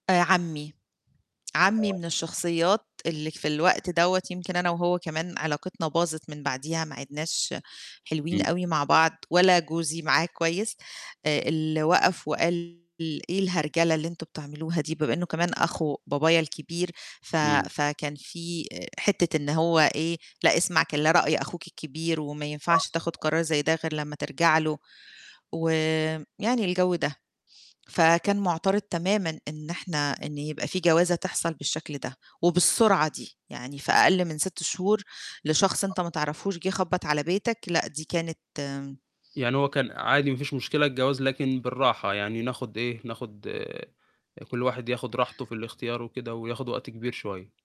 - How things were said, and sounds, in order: distorted speech; other noise; tapping
- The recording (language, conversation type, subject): Arabic, podcast, إيه أحلى صدفة خلتك تلاقي الحب؟